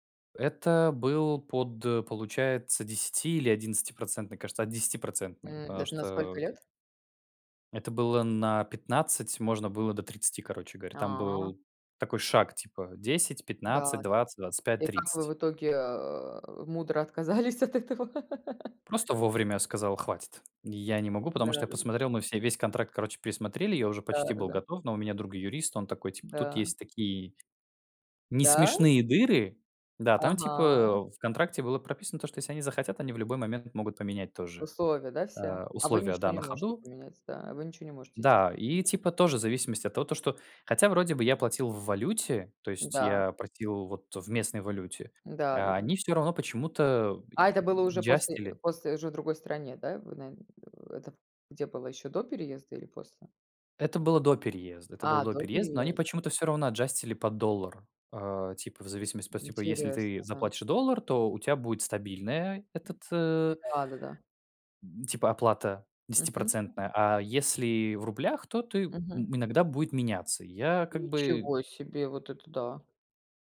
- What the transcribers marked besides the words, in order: other background noise; tapping; laughing while speaking: "отказались"; laugh; in English: "аджастили"; grunt; in English: "аджастили"
- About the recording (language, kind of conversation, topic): Russian, unstructured, Что заставляет вас не доверять банкам и другим финансовым организациям?